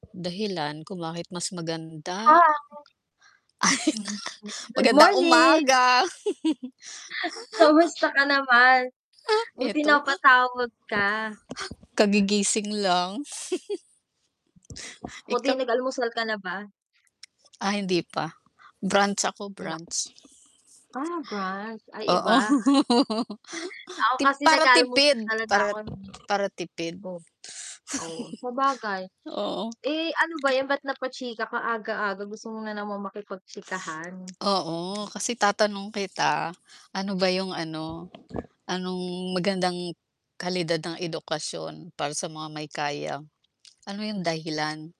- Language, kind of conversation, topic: Filipino, unstructured, Bakit sa tingin mo ay may malaking agwat sa edukasyon ng mayaman at mahirap?
- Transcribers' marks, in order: other background noise; static; distorted speech; laughing while speaking: "ay"; laugh; tapping; giggle; background speech; giggle; chuckle; laugh; chuckle; tongue click